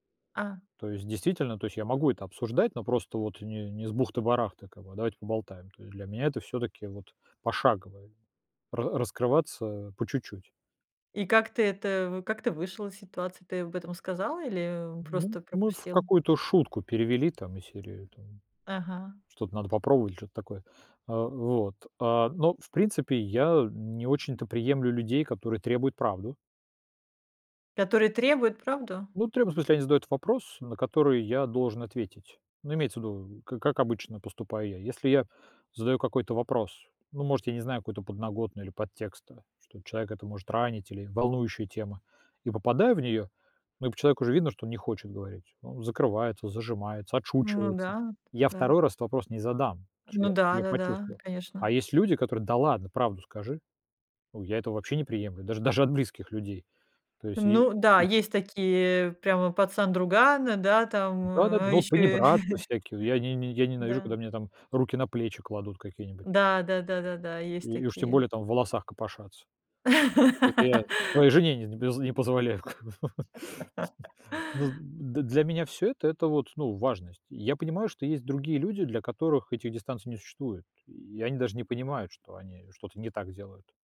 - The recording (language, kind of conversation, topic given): Russian, podcast, насколько важна для вас личная дистанция в разговоре?
- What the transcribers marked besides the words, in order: tapping; laugh; laugh; laugh